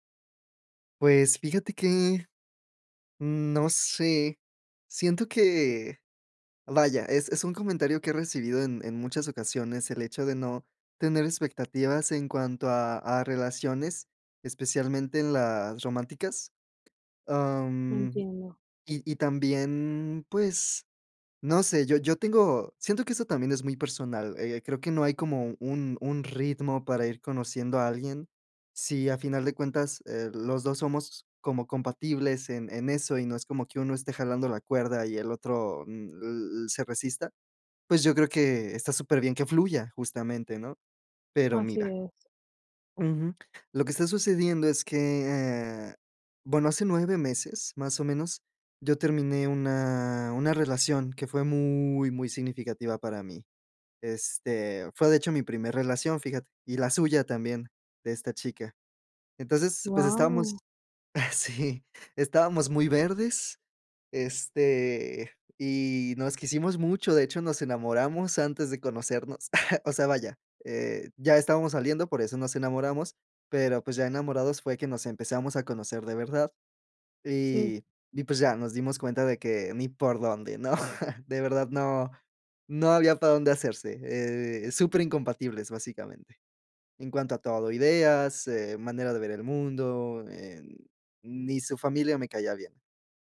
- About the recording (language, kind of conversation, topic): Spanish, advice, ¿Cómo puedo ajustar mis expectativas y establecer plazos realistas?
- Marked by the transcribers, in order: other background noise; stressed: "muy"; chuckle; chuckle; chuckle